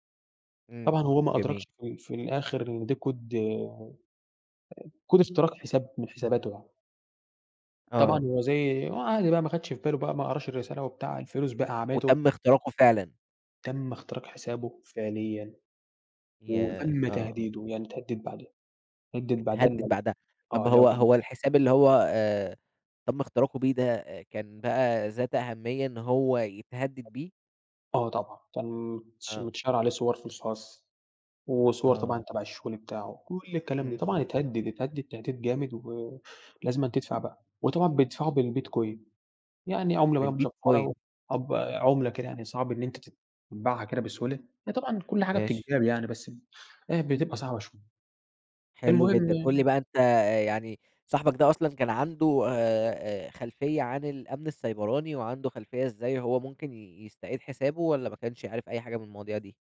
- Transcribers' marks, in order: in English: "Code"; in English: "Code"; unintelligible speech; other background noise; unintelligible speech; in English: "متشيَّر"; tapping
- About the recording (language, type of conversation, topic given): Arabic, podcast, ازاي بتحافظ على خصوصيتك على الإنترنت من وجهة نظرك؟